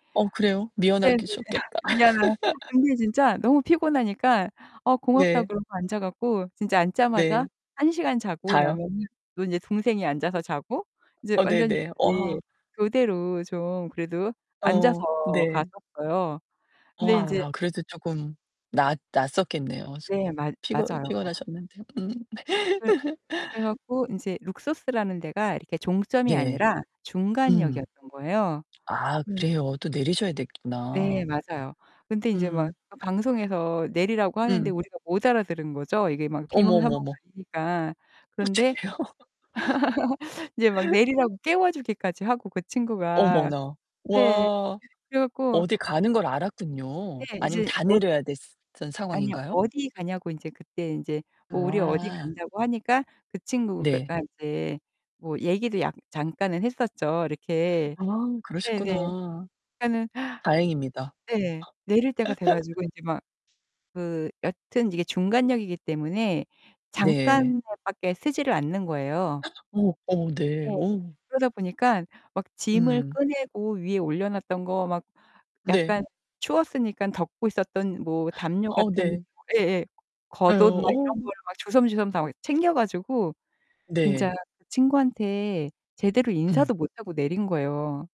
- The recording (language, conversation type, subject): Korean, podcast, 여행 중에 누군가에게 도움을 받거나 도움을 준 적이 있으신가요?
- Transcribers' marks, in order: distorted speech; laugh; laughing while speaking: "셨겠다"; laugh; other noise; laugh; other background noise; tapping; laughing while speaking: "어떡해요?"; laugh; unintelligible speech; laugh; gasp